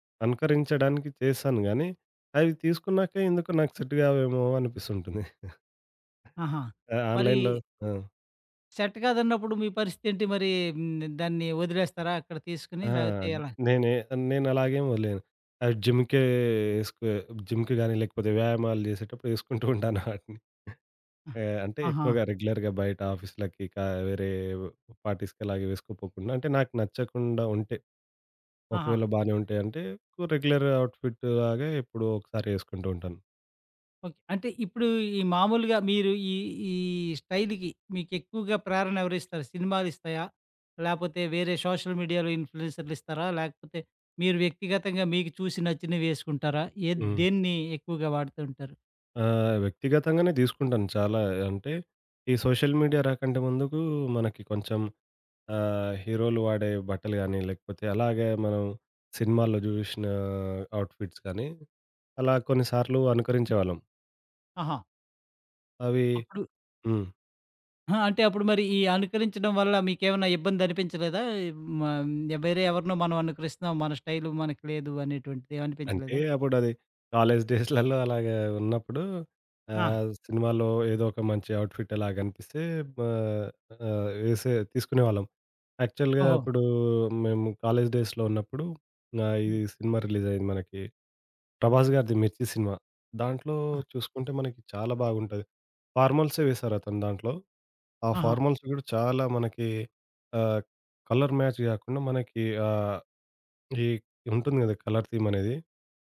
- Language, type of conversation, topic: Telugu, podcast, నీ స్టైల్‌కు ప్రధానంగా ఎవరు ప్రేరణ ఇస్తారు?
- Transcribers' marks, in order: other background noise; in English: "సెట్"; chuckle; in English: "ఆన్‌లైన్‌లో"; in English: "సెట్"; in English: "జిమ్‌కే"; in English: "జిమ్‌కి"; laughing while speaking: "ఏసుకుంటూ ఉంటాను ఆటిని"; in English: "రెగ్యులర్‌గా"; in English: "పార్టీస్‌కి"; in English: "రెగ్యులర్ అవుట్‌ఫిట్‌లాగే"; in English: "స్టైల్‌కి"; in English: "సోషల్ మీడియాలో"; in English: "సోషల్ మీడియా"; in English: "అవుట్‌ఫిట్స్"; giggle; in English: "కాలేజ్ డేస్‌లలో"; in English: "ఔట్‌ఫిట్"; in English: "యాక్చువల్‌గా"; in English: "కాలేజ్ డేస్‌లో"; in English: "రిలీజ్"; in English: "ఫార్మల్స్"; in English: "కలర్ మ్యాచ్"; in English: "కలర్"